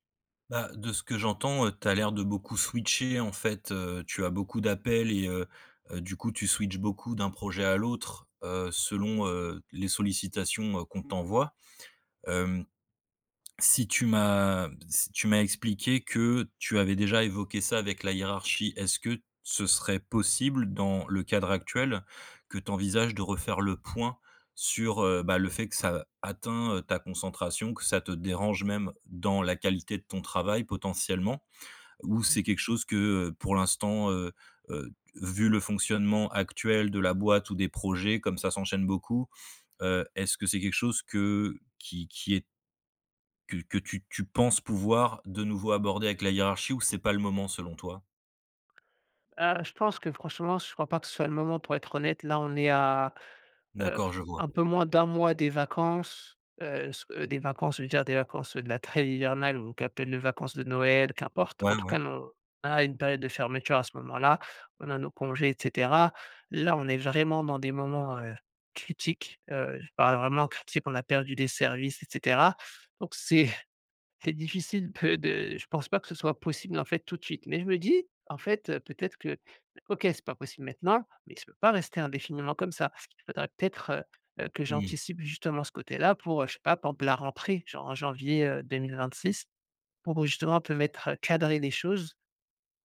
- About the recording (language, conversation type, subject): French, advice, Comment rester concentré quand mon téléphone et ses notifications prennent le dessus ?
- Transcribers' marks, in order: other background noise; stressed: "point"; stressed: "dans"; tapping; unintelligible speech; laughing while speaking: "c'est"; stressed: "cadrer"